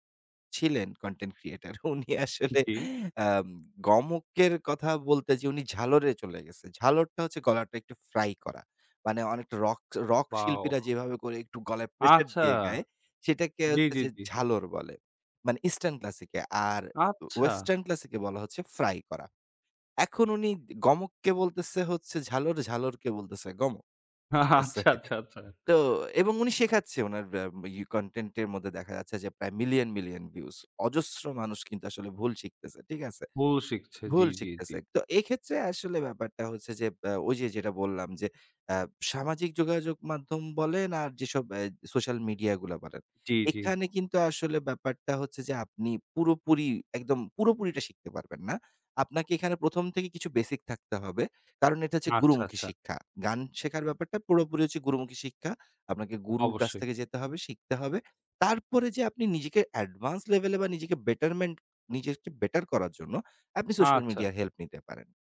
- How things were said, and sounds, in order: laughing while speaking: "উনি আসলে"; chuckle; laughing while speaking: "আচ্ছা, আচ্ছা, আচ্ছা"; tapping
- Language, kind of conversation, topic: Bengali, podcast, সোশ্যাল মিডিয়া কি আপনাকে নতুন গান শেখাতে সাহায্য করে?